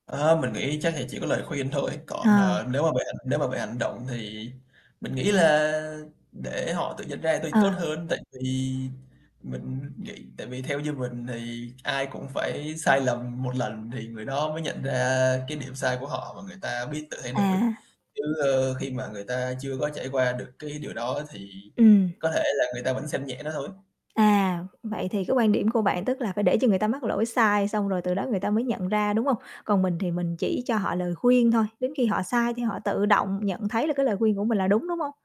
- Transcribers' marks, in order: laughing while speaking: "thôi"; distorted speech; other background noise
- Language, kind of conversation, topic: Vietnamese, podcast, Người nào đã thay đổi cuộc đời bạn, và họ đã thay đổi bạn như thế nào?